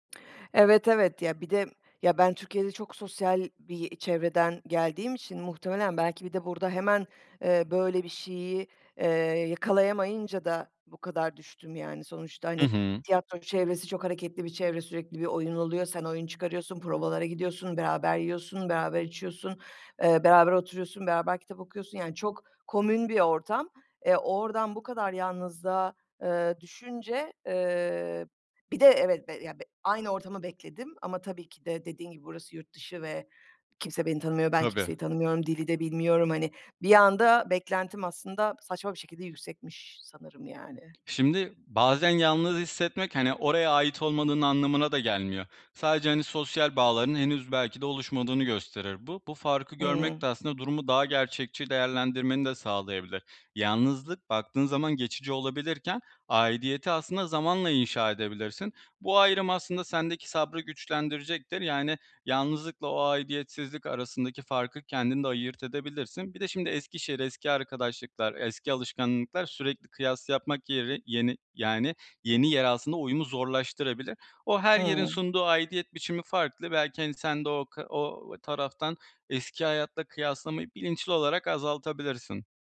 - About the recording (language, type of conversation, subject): Turkish, advice, Yeni bir yerde kendimi nasıl daha çabuk ait hissedebilirim?
- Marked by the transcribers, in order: tapping